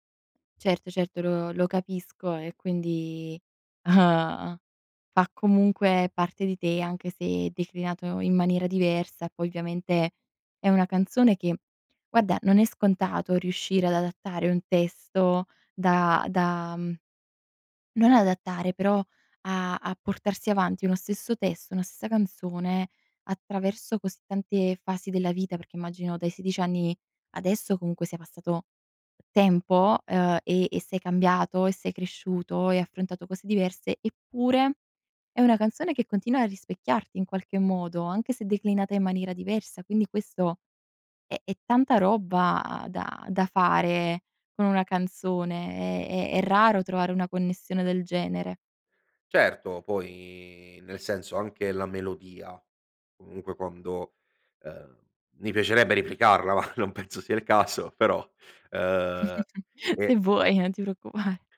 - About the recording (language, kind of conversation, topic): Italian, podcast, C’è una canzone che ti ha accompagnato in un grande cambiamento?
- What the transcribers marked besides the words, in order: laughing while speaking: "ehm"; laughing while speaking: "ma, non penso"; laughing while speaking: "caso"; chuckle; laughing while speaking: "preoccupare"